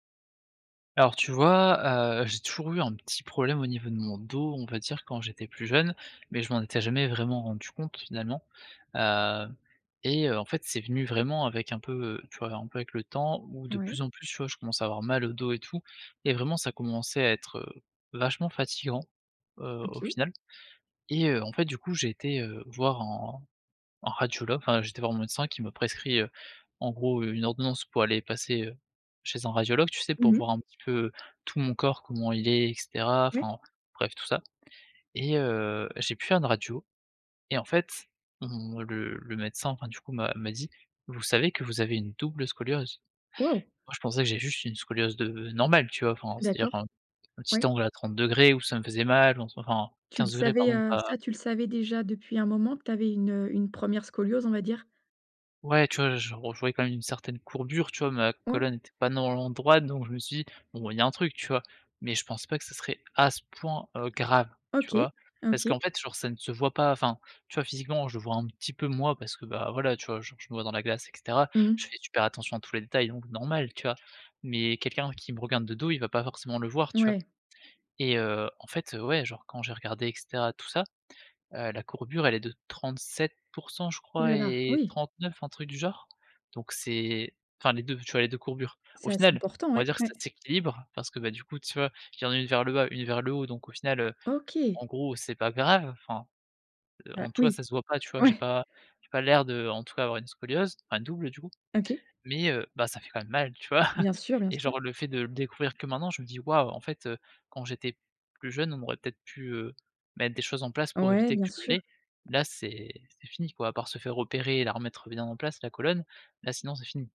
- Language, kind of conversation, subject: French, advice, Quelle activité est la plus adaptée à mon problème de santé ?
- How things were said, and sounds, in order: chuckle